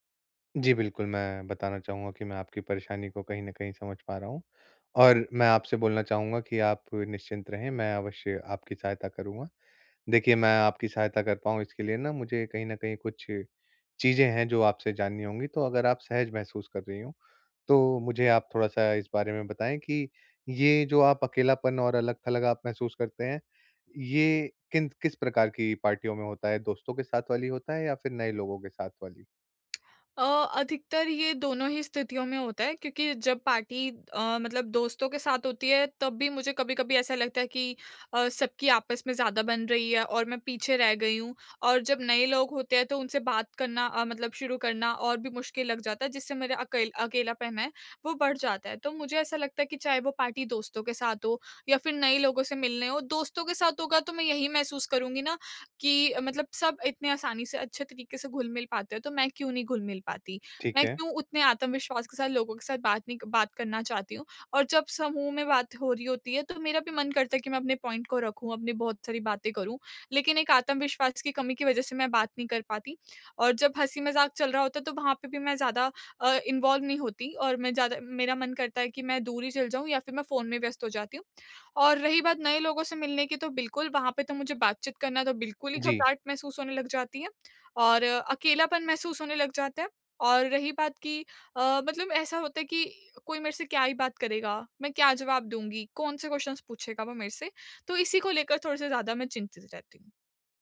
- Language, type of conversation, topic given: Hindi, advice, पार्टी में मैं अक्सर अकेला/अकेली और अलग-थलग क्यों महसूस करता/करती हूँ?
- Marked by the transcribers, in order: tapping; in English: "पॉइंट"; in English: "इन्वॉल्व"; in English: "क्वेस्शन्स"